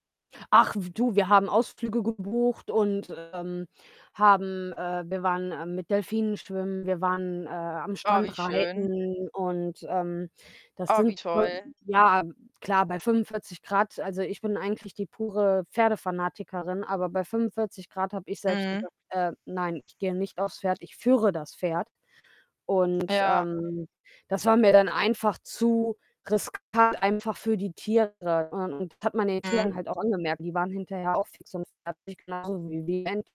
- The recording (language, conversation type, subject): German, unstructured, Welches Reiseziel hat dich am meisten überrascht?
- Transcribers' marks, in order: static; distorted speech; other background noise; mechanical hum; unintelligible speech